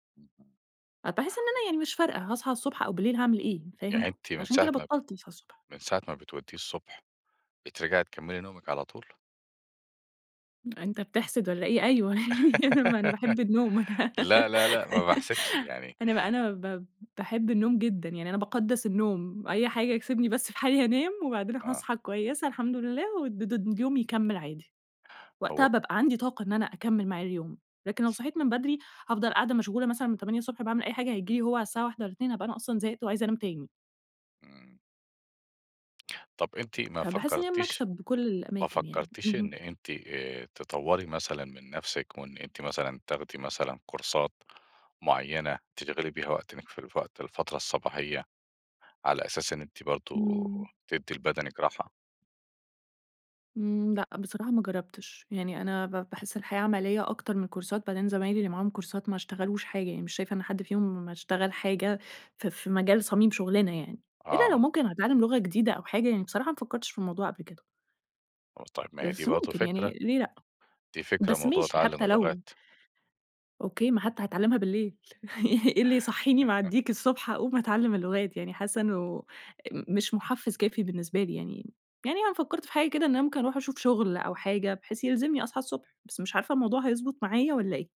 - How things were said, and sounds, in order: unintelligible speech; tapping; laughing while speaking: "أيوه، يعني ما أنا باحب النوم أنا"; laugh; other background noise; in English: "كورسات"; in English: "كورسات"; unintelligible speech; chuckle
- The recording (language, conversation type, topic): Arabic, advice, إزاي أقدر أصحى بدري بانتظام علشان أعمل لنفسي روتين صباحي؟